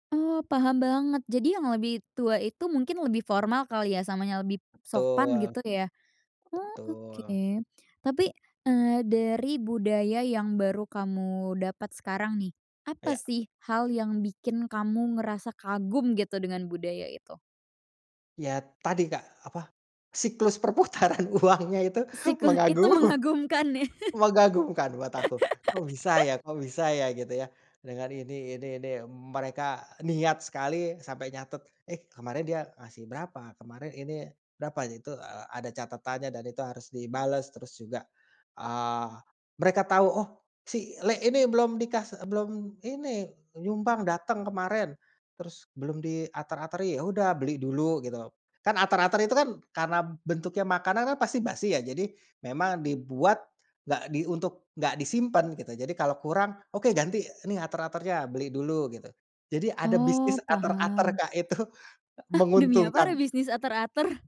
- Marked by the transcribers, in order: tapping; "lebih" said as "lebib"; laughing while speaking: "perputaran uangnya itu mengagum mengagumkan"; "Siklus" said as "sikeh"; laughing while speaking: "mengagumkan ya"; laugh; laughing while speaking: "itu"
- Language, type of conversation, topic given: Indonesian, podcast, Bagaimana pengalamanmu menyesuaikan diri dengan budaya baru?
- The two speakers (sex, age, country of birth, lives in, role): female, 20-24, Indonesia, Indonesia, host; male, 30-34, Indonesia, Indonesia, guest